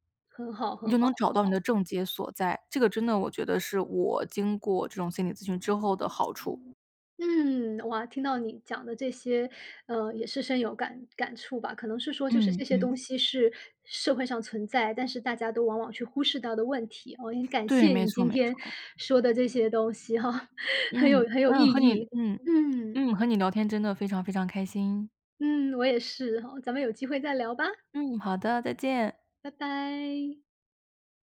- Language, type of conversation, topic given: Chinese, podcast, 當情緒低落時你會做什麼？
- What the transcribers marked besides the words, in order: laugh